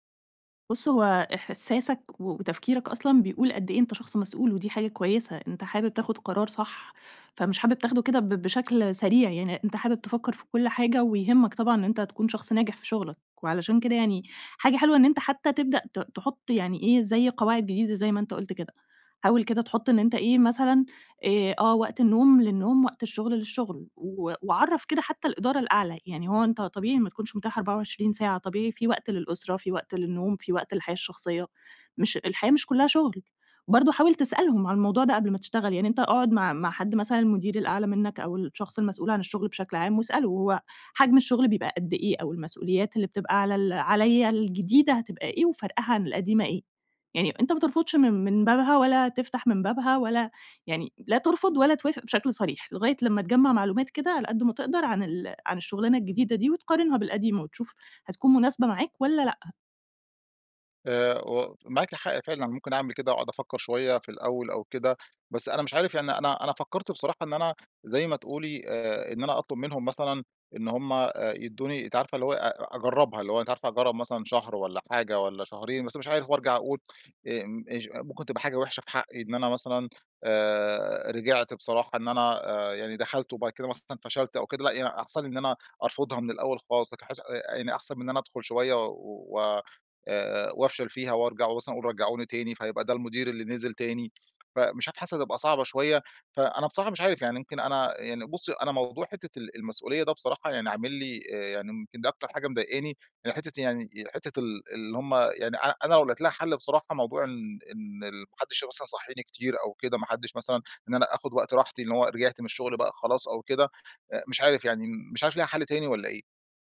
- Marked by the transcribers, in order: tapping
- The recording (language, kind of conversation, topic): Arabic, advice, إزاي أقرر أقبل ترقية بمسؤوليات زيادة وأنا متردد؟